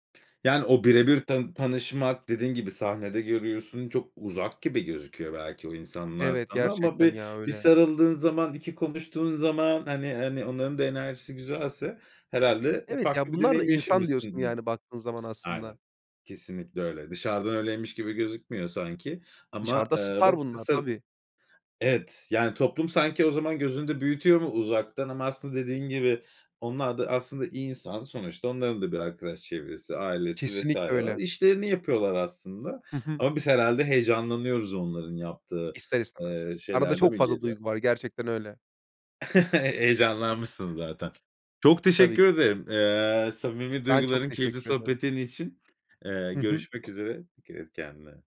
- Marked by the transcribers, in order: other background noise; unintelligible speech; chuckle; tapping
- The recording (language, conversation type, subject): Turkish, podcast, Canlı konser deneyimi seni nasıl etkiledi?